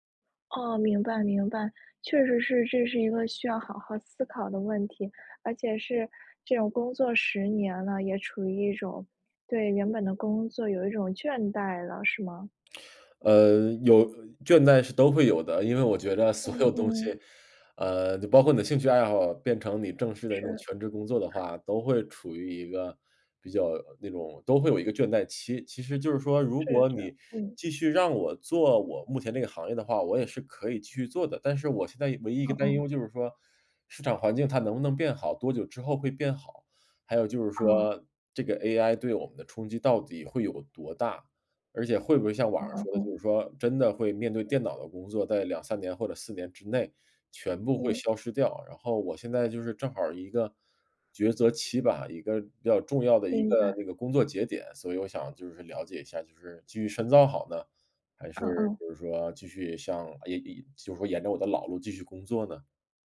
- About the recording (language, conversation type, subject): Chinese, advice, 我该选择进修深造还是继续工作？
- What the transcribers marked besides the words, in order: laughing while speaking: "所有东西"; other noise